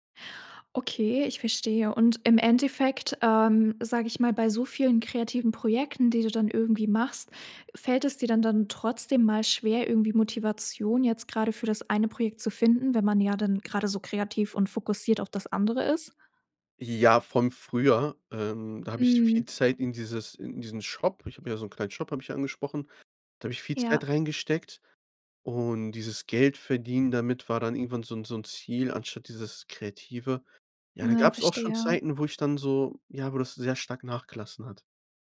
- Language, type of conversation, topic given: German, podcast, Wie bewahrst du dir langfristig die Freude am kreativen Schaffen?
- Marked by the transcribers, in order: other background noise; tapping